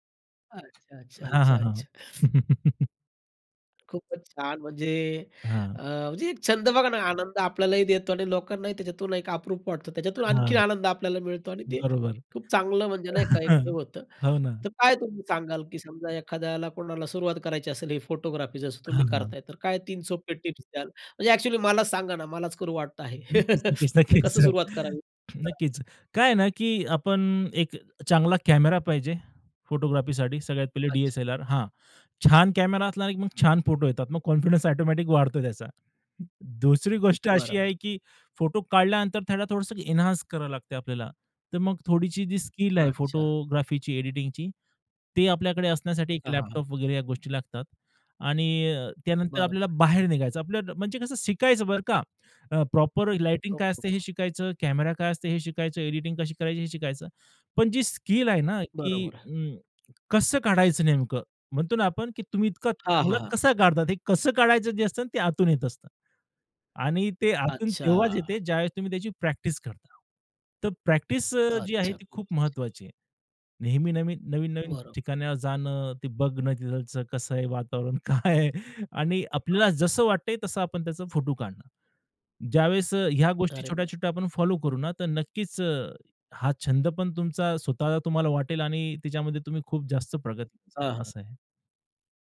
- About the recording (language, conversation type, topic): Marathi, podcast, मोकळ्या वेळेत तुम्हाला सहजपणे काय करायला किंवा बनवायला आवडतं?
- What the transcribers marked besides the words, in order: other background noise; other noise; chuckle; tapping; chuckle; laugh; laughing while speaking: "नक्कीच, अ"; in English: "कॉन्फिडन्स"; in English: "एन्हान्स"; in English: "प्रॉपर"; horn; laughing while speaking: "काय आहे?"; unintelligible speech